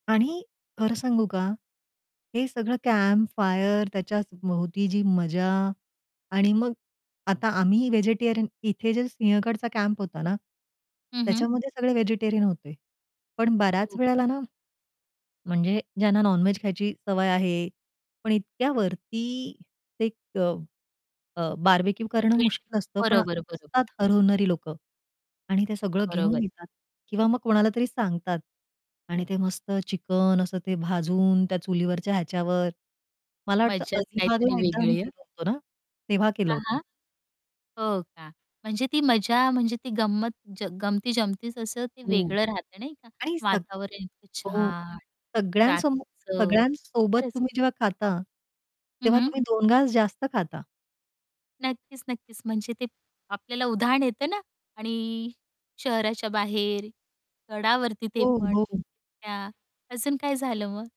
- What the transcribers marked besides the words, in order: in English: "कॅम्पफायर"; distorted speech; in English: "नॉन-व्हेज"; unintelligible speech; static; tapping; unintelligible speech
- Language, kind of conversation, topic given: Marathi, podcast, कॅम्पफायरच्या वेळी तुला आठवणीत राहिलेला किस्सा सांगशील का?